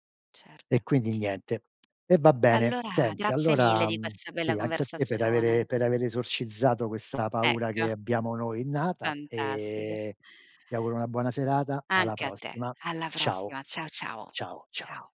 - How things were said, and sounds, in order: lip smack
- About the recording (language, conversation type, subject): Italian, unstructured, Pensi che sia importante parlare della propria morte?